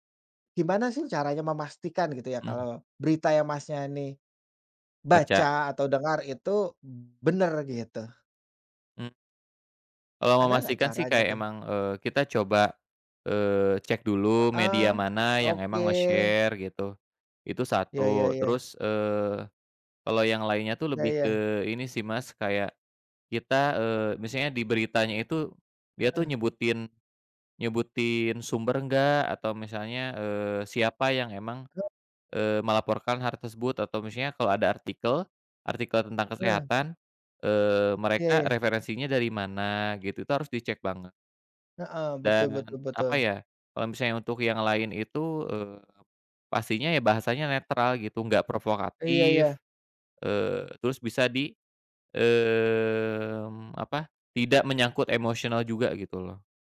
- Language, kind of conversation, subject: Indonesian, unstructured, Bagaimana cara memilih berita yang tepercaya?
- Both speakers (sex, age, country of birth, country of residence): male, 30-34, Indonesia, Indonesia; male, 35-39, Indonesia, Indonesia
- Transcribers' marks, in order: in English: "nge-share"